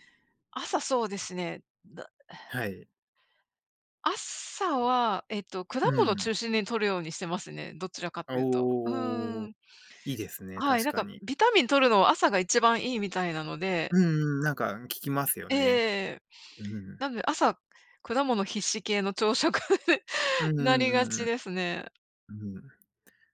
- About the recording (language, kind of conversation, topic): Japanese, unstructured, 朝食と夕食では、どちらがより大切だと思いますか？
- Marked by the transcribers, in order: laughing while speaking: "朝食、なりがちですね"; tapping